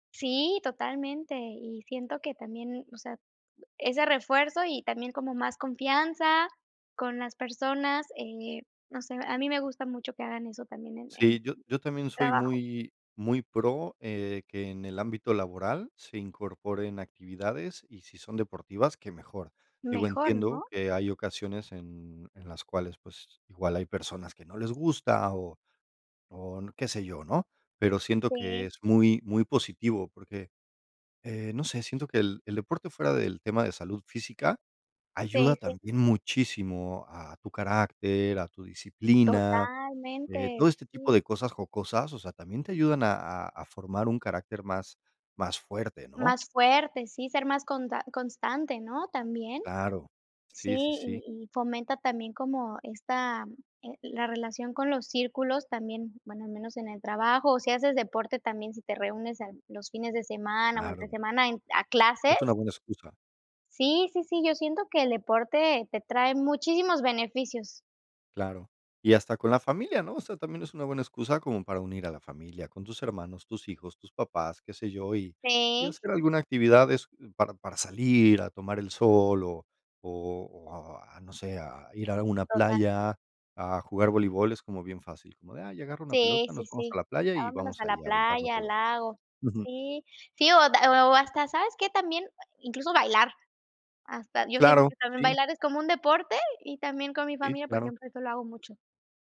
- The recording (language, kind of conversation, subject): Spanish, unstructured, ¿Puedes contar alguna anécdota graciosa relacionada con el deporte?
- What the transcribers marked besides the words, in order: other background noise